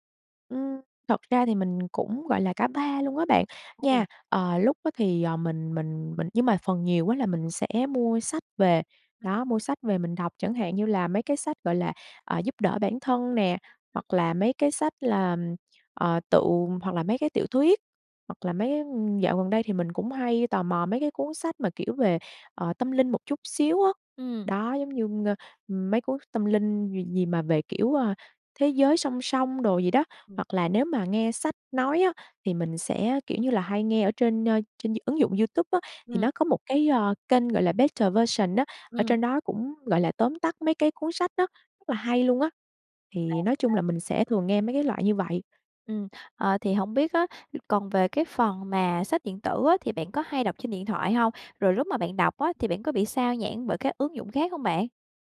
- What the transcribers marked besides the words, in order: unintelligible speech
- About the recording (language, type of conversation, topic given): Vietnamese, advice, Làm thế nào để duy trì thói quen đọc sách hằng ngày khi tôi thường xuyên bỏ dở?